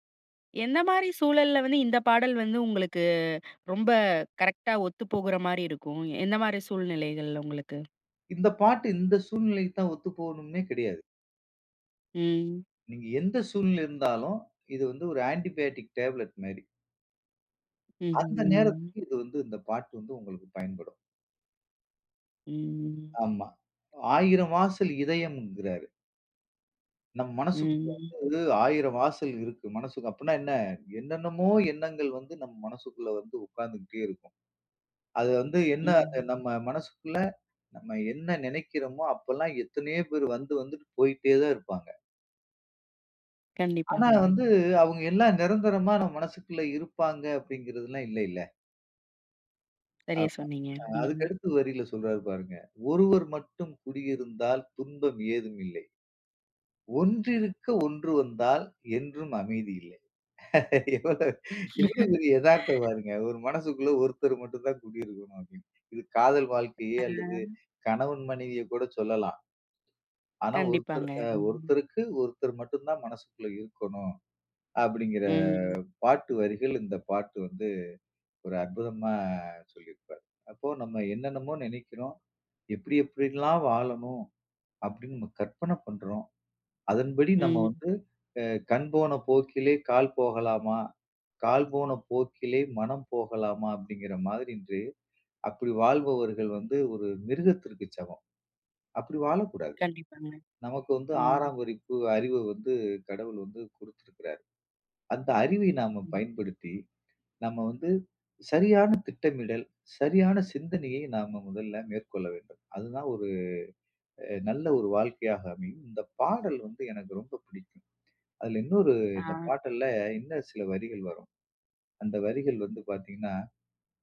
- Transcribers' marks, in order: other noise; other background noise; in English: "ஆன்டிபயாட்டிக் டேப்ளட்"; drawn out: "ம்"; drawn out: "ம்"; tapping; chuckle; laughing while speaking: "எவ்வளவு எவ்வளவு பெரிய எதார்த்தம் பாருங்க! … குடி இருக்கணும் அப்டின்னு"; chuckle; drawn out: "அ"
- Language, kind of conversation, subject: Tamil, podcast, நினைவுகளை மீண்டும் எழுப்பும் ஒரு பாடலைப் பகிர முடியுமா?